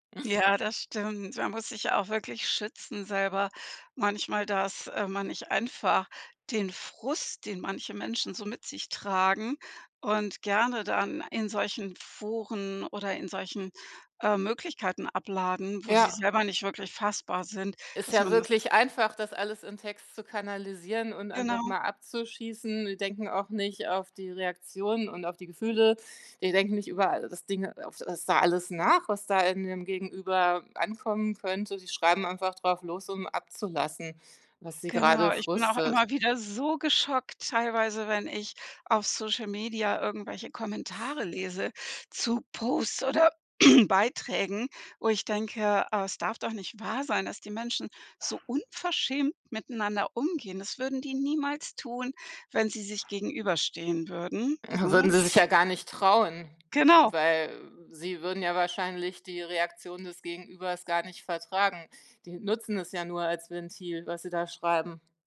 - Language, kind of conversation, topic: German, podcast, Wie gehst du mit Missverständnissen in Textnachrichten um?
- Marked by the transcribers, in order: other background noise; throat clearing